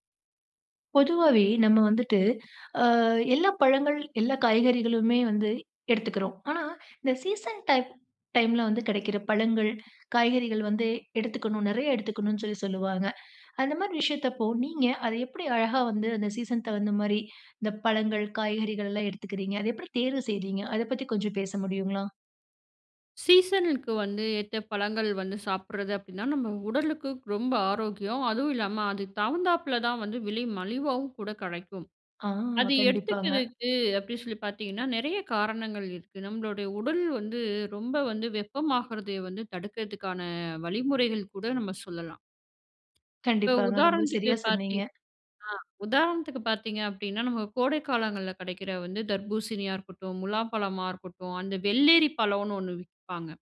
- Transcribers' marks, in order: in English: "சீசன் டைம் டைம்ல"; in English: "சீசனுக்கு"; other background noise
- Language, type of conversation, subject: Tamil, podcast, பருவத்திற்கு ஏற்ற பழங்களையும் காய்கறிகளையும் நீங்கள் எப்படி தேர்வு செய்கிறீர்கள்?